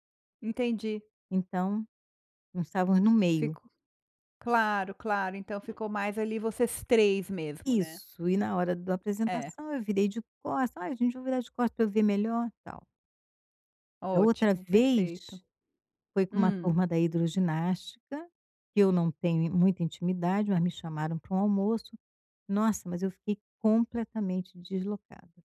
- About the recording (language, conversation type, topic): Portuguese, advice, Como posso lidar com diferenças culturais e ajustar expectativas ao me mudar?
- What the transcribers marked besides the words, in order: tapping